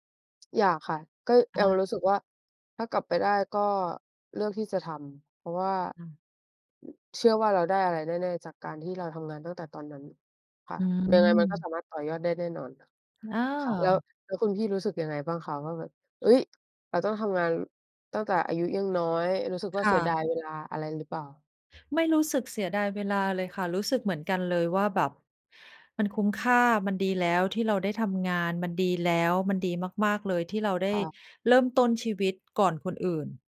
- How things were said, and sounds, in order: other background noise; background speech
- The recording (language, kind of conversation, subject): Thai, unstructured, คุณคิดอย่างไรกับการเริ่มต้นทำงานตั้งแต่อายุยังน้อย?